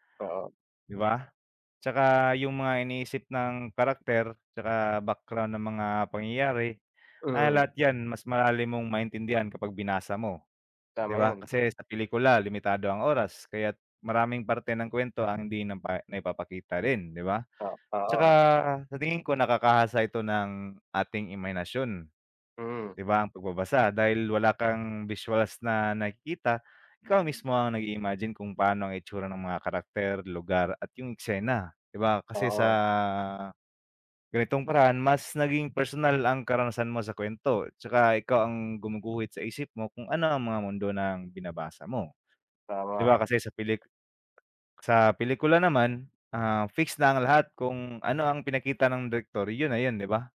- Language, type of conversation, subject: Filipino, unstructured, Paano ka magpapasya kung magbabasa ka ng libro o manonood ng pelikula?
- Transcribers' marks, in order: none